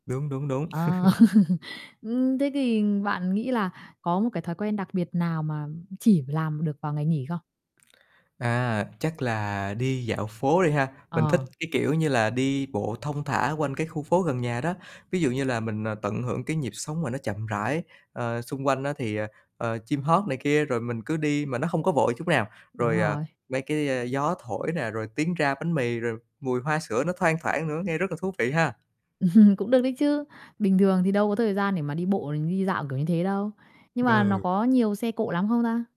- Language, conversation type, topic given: Vietnamese, podcast, Một ngày nghỉ lý tưởng của bạn trông như thế nào?
- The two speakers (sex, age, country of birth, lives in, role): female, 30-34, Vietnam, Vietnam, host; male, 30-34, Vietnam, Vietnam, guest
- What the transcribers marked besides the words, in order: chuckle; tapping; chuckle; distorted speech; chuckle